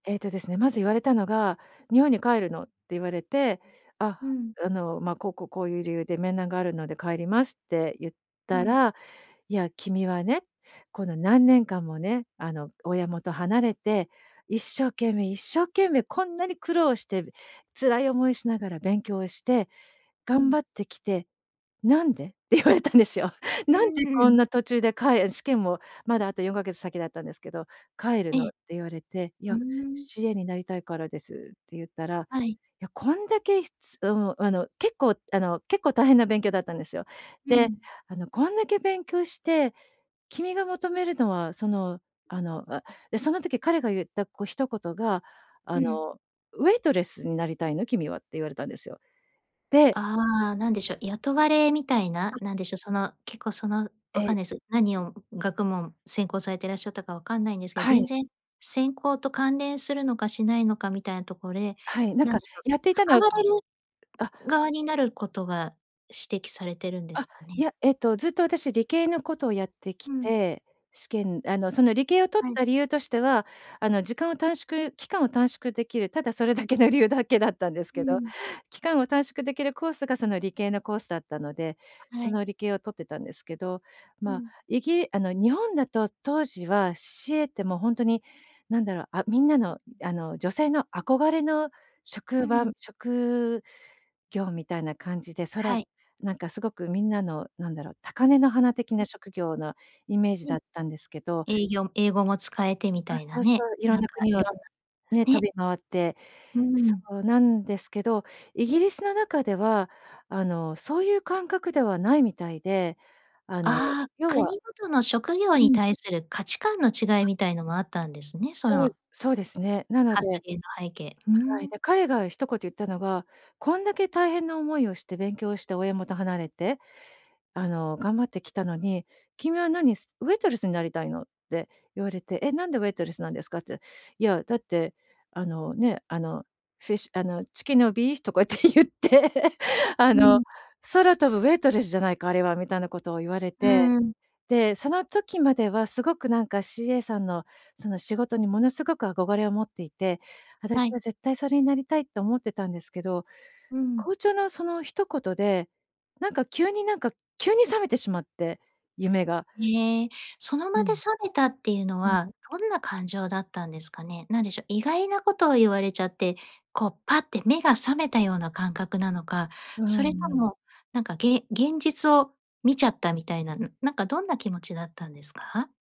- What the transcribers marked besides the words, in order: unintelligible speech; put-on voice: "fish"; in English: "fish"; put-on voice: "Chicken or beef？"; in English: "Chicken or beef？"; laughing while speaking: "言って"
- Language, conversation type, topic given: Japanese, podcast, 進路を変えたきっかけは何でしたか？